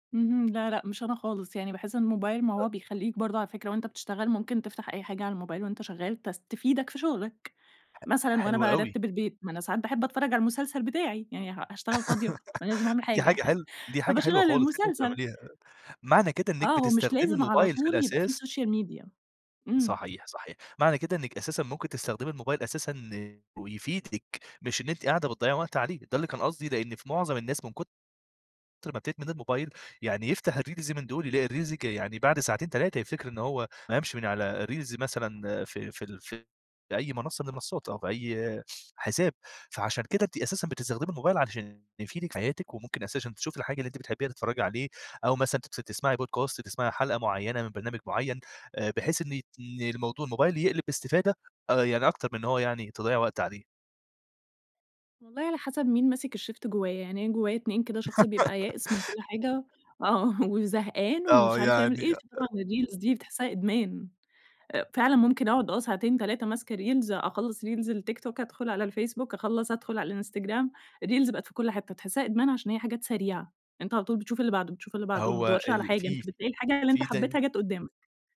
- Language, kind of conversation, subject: Arabic, podcast, إزاي بتحطوا حدود لاستخدام الموبايل في البيت؟
- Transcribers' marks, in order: tapping; laugh; chuckle; in English: "سوشيال ميديا"; other background noise; in English: "الreels"; in English: "الreels"; in English: "الreels"; in English: "Podcast"; in English: "الشيفت"; laugh; laughing while speaking: "آه"; in English: "الreels"; in English: "reels"; in English: "reels"; in English: "الreels"